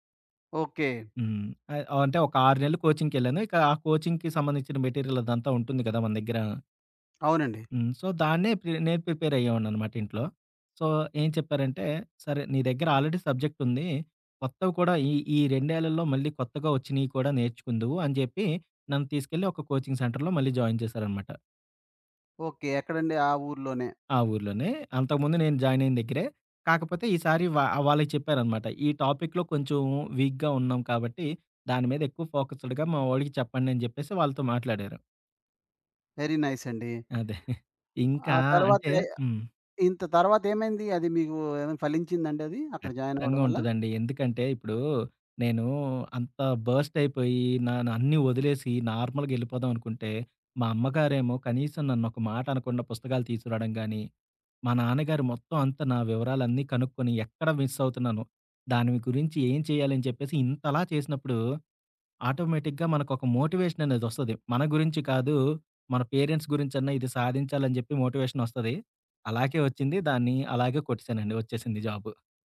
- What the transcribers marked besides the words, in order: in English: "కోచింగ్‌కి"; in English: "మెటీరియల్"; other background noise; in English: "సో"; in English: "ప్రిపేర్"; in English: "సో"; in English: "ఆల్రెడీ"; in English: "కోచింగ్ సెంటర్‌లో"; in English: "జాయిన్"; in English: "టాపిక్‌లో"; in English: "వీక్‌గా"; in English: "వెరీ"; chuckle; in English: "బర్స్ట్"; in English: "నార్మల్‌గా"; in English: "ఆటోమేటిక్‌గా"; in English: "పేరెంట్స్"
- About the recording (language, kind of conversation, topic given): Telugu, podcast, ప్రేరణ లేకపోతే మీరు దాన్ని ఎలా తెచ్చుకుంటారు?